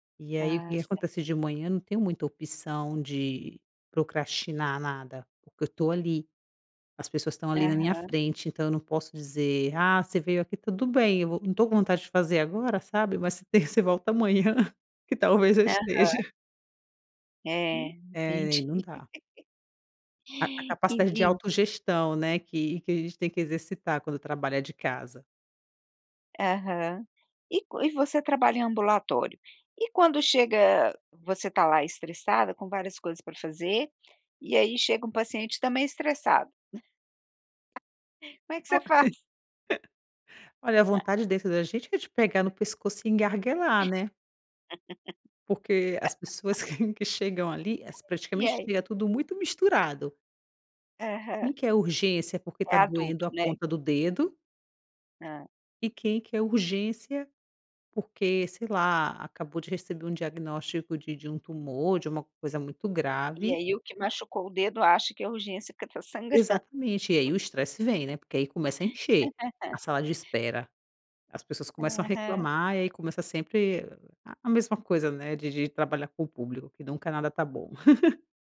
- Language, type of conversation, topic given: Portuguese, podcast, Como você lida com o estresse para continuar se desenvolvendo?
- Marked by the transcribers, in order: laughing while speaking: "você volta amanhã, que talvez eu esteja"; other background noise; laugh; laugh; tapping; chuckle; laugh; chuckle; laugh; chuckle